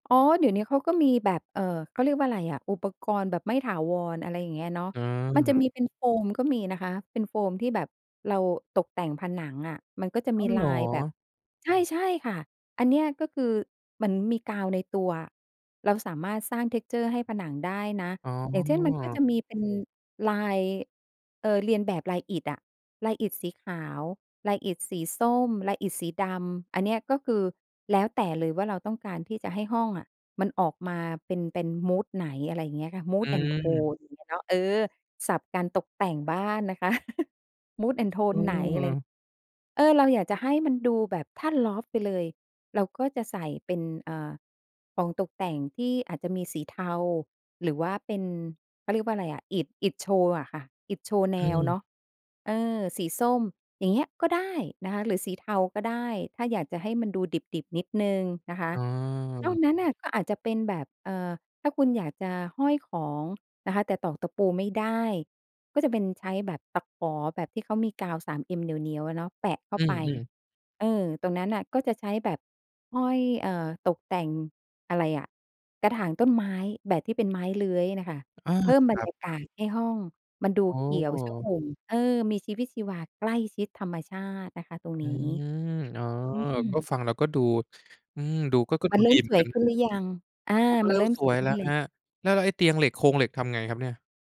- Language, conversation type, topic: Thai, podcast, ควรคิดถึงอะไรบ้างก่อนตกแต่งห้องเช่าหรือหอพัก?
- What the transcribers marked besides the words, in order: in English: "texture"; in English: "Mood"; in English: "Mood and Tone"; laugh; in English: "Mood and Tone"